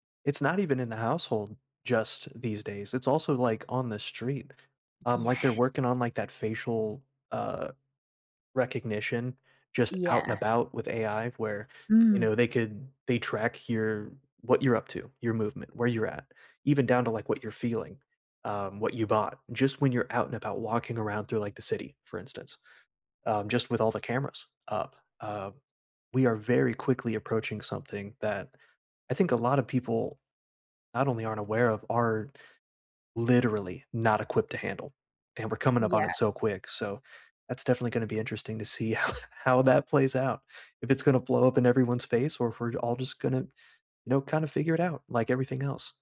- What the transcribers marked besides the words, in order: laughing while speaking: "how"
- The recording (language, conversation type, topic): English, unstructured, How is new technology changing your job, skills, and everyday tools lately?